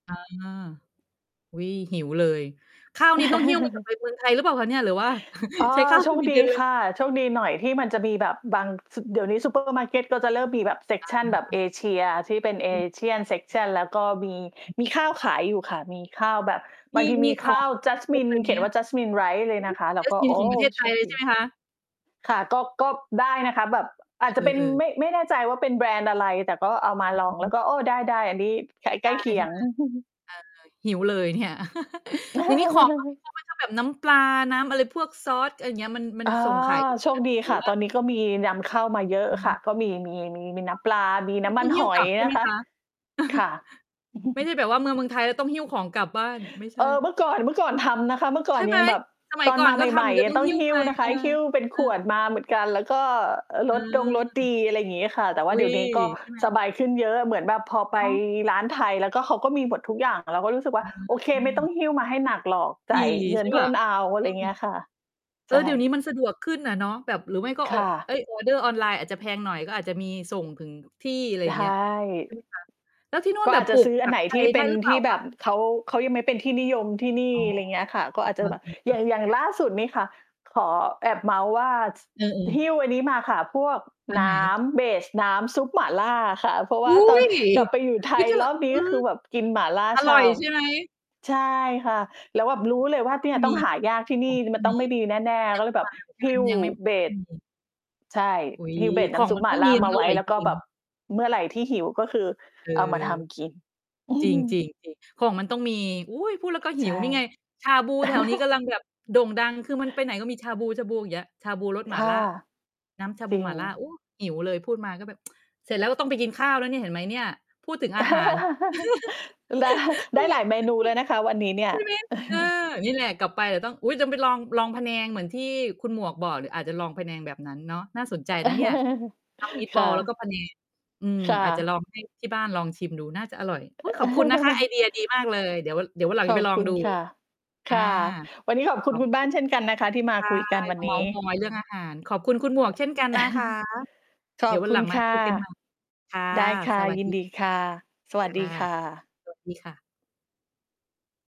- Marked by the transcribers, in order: distorted speech; chuckle; chuckle; in English: "เซกชัน"; in English: "Jasmine"; in English: "Jasmine rice"; in English: "Jasmine"; mechanical hum; chuckle; unintelligible speech; chuckle; "เพิ่ม" said as "เพิ่ล"; tapping; in English: "เบส"; other background noise; in English: "เบส"; in English: "เบส"; chuckle; laugh; tsk; laugh; laughing while speaking: "ดะ"; laugh; laughing while speaking: "เอ๊ย ใช่ไหม ?"; chuckle; chuckle; in English: "meatball"; chuckle; chuckle
- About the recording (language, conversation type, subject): Thai, unstructured, มีอาหารจานไหนที่ทำให้คุณคิดถึงบ้านมากที่สุด?
- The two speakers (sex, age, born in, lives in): female, 40-44, Thailand, Sweden; female, 45-49, Thailand, Thailand